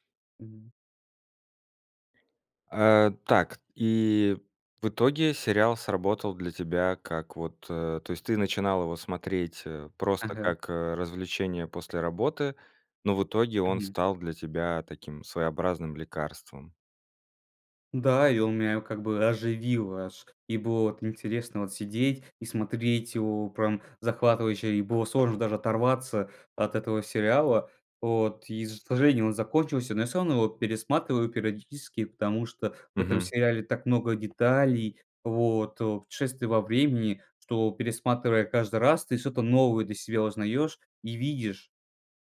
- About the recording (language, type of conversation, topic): Russian, podcast, Какой сериал стал для тебя небольшим убежищем?
- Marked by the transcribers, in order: none